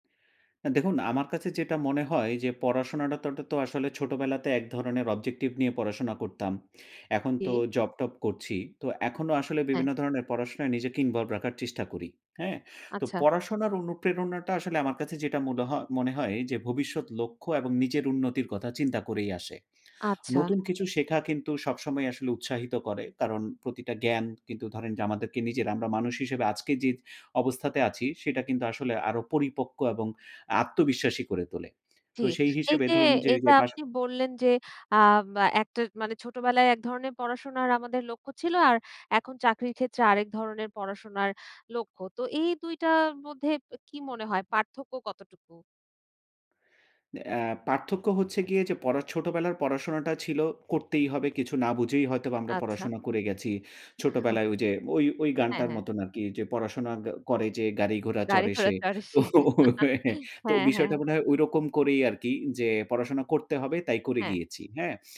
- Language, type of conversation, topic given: Bengali, podcast, আপনি পড়াশোনায় অনুপ্রেরণা কোথা থেকে পান?
- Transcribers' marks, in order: in English: "অবজেক্টিভ"; lip smack; other background noise; unintelligible speech; laughing while speaking: "ঘোড়া চড়ে সে"; laughing while speaking: "তো"